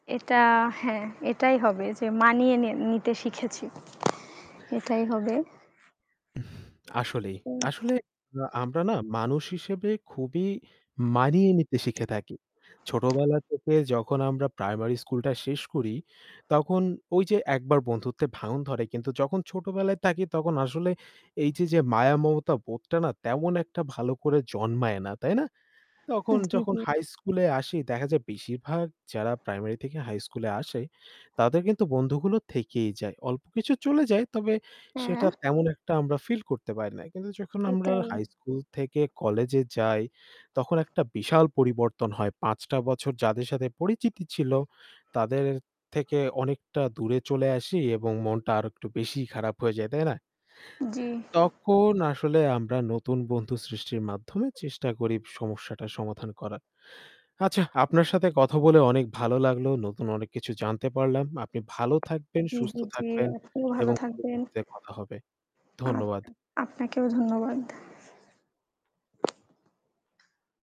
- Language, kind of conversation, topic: Bengali, unstructured, আপনি কীভাবে আপনার মানসিক শক্তি বাড়াতে চান?
- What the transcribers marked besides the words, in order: static; other background noise; lip smack; tapping; stressed: "মানিয়ে"; "থাকি" said as "তাকি"; distorted speech